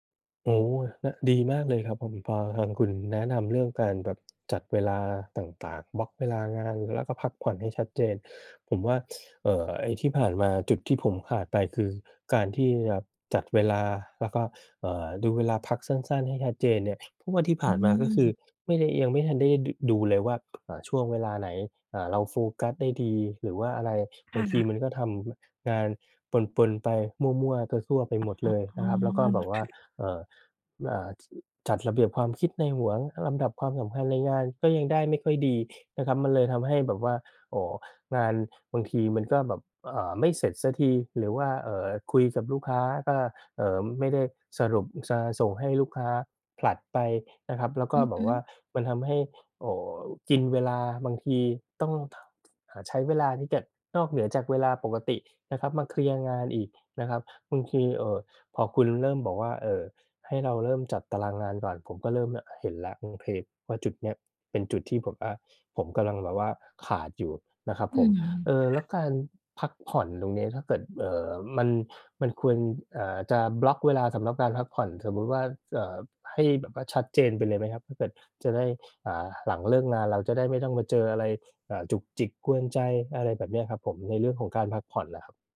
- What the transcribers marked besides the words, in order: other background noise; other noise; unintelligible speech
- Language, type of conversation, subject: Thai, advice, ฉันควรจัดตารางเวลาในแต่ละวันอย่างไรให้สมดุลระหว่างงาน การพักผ่อน และชีวิตส่วนตัว?